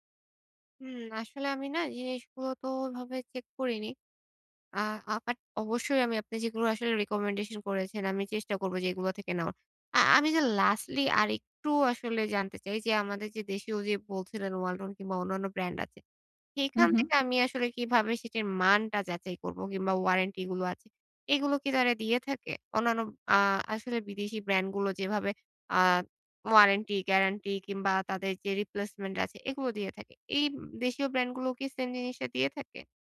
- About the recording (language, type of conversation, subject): Bengali, advice, বাজেট সীমায় মানসম্মত কেনাকাটা
- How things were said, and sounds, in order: in English: "রিকমেন্ডেশন"; tapping; in English: "রিপ্লেসমেন্ট"